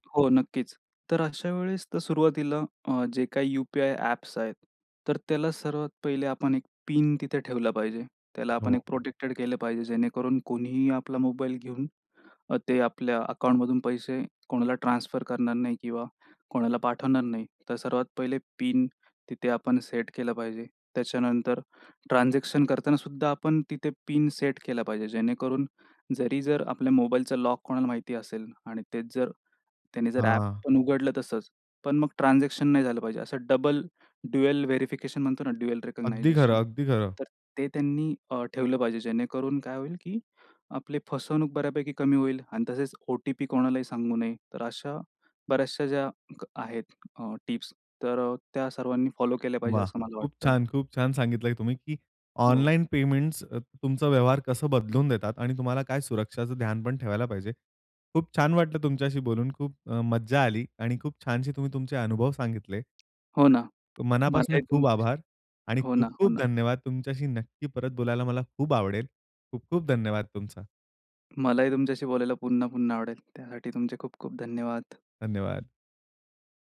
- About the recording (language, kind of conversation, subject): Marathi, podcast, ऑनलाइन देयकांमुळे तुमचे व्यवहार कसे बदलले आहेत?
- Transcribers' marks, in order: tapping; other background noise